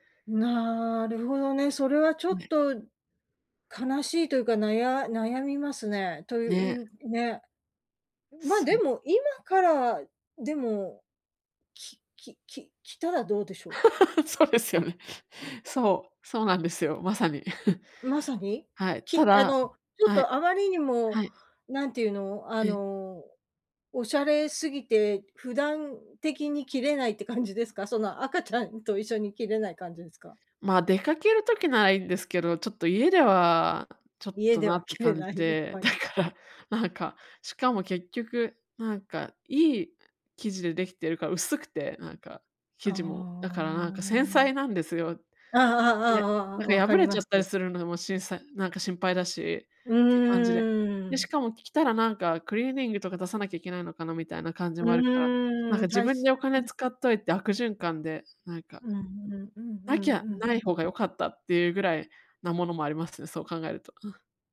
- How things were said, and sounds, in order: laugh; laughing while speaking: "そうですよね"; chuckle; laughing while speaking: "だから"; unintelligible speech; chuckle
- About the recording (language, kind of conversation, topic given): Japanese, advice, 衝動買いを減らすための習慣はどう作ればよいですか？